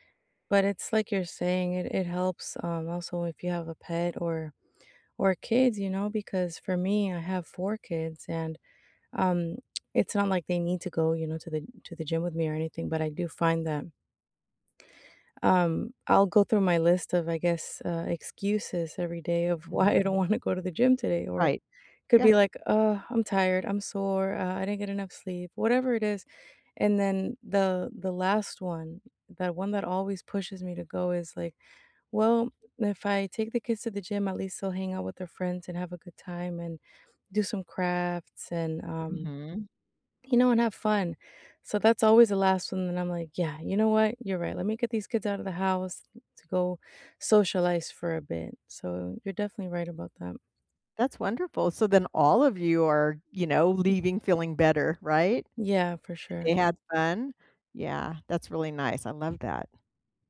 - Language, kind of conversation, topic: English, unstructured, What is the most rewarding part of staying physically active?
- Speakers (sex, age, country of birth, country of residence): female, 35-39, Mexico, United States; female, 60-64, United States, United States
- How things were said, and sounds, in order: lip smack; laughing while speaking: "why"; unintelligible speech